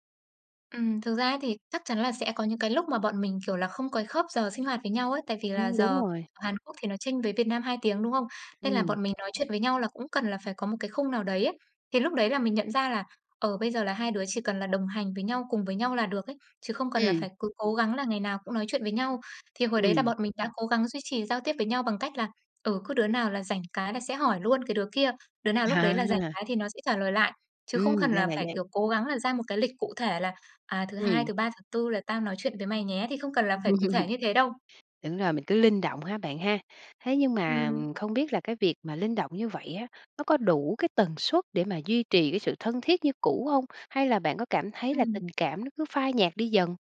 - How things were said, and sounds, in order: tapping; laugh
- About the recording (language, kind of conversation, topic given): Vietnamese, podcast, Làm thế nào để giữ liên lạc với bạn thân khi phải xa nhau?